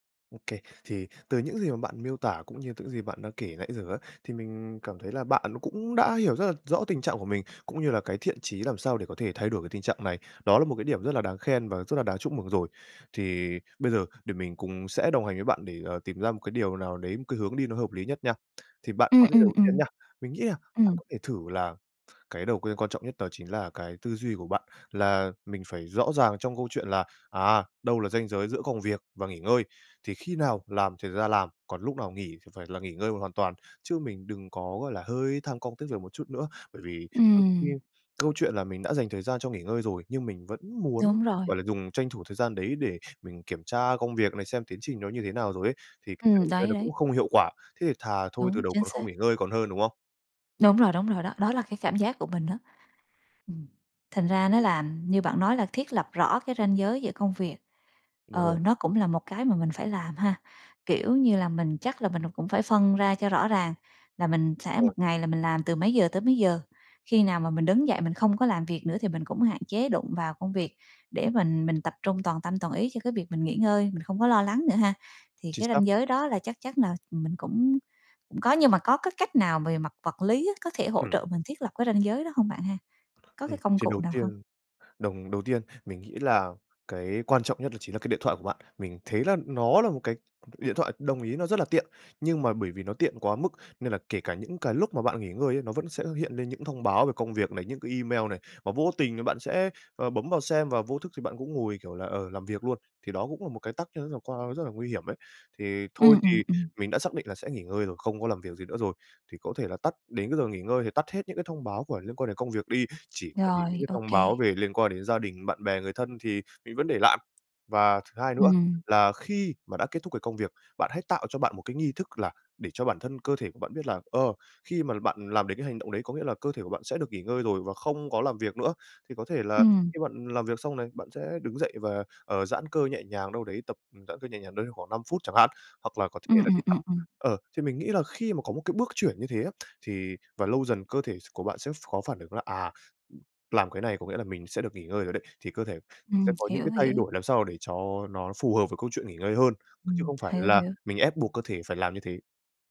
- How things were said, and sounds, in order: "những" said as "tững"; tapping; unintelligible speech
- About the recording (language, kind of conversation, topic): Vietnamese, advice, Vì sao căng thẳng công việc kéo dài khiến bạn khó thư giãn?